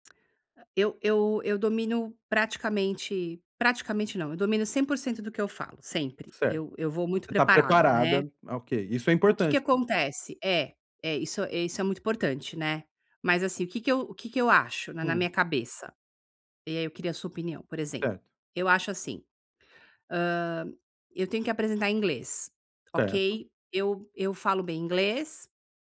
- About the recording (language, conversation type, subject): Portuguese, advice, Como posso controlar o nervosismo e falar com confiança em público?
- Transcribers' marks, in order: none